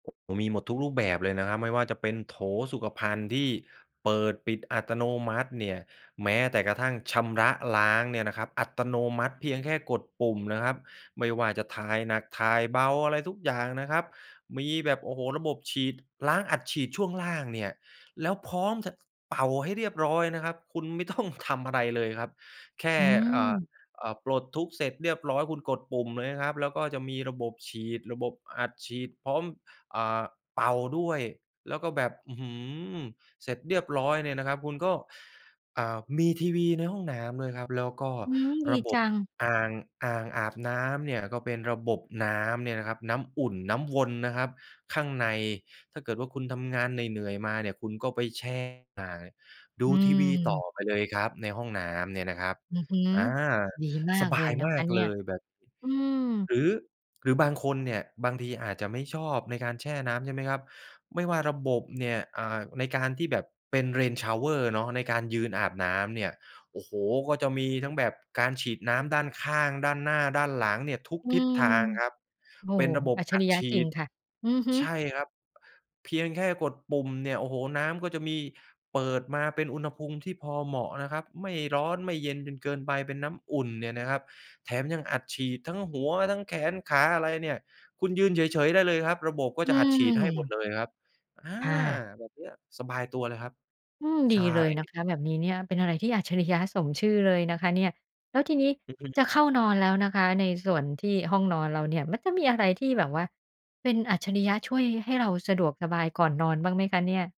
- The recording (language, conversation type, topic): Thai, podcast, บ้านอัจฉริยะจะเปลี่ยนกิจวัตรประจำวันของเราอย่างไร?
- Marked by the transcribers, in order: tapping; other background noise; laughing while speaking: "ไม่ต้อง"; in English: "Rain Shower"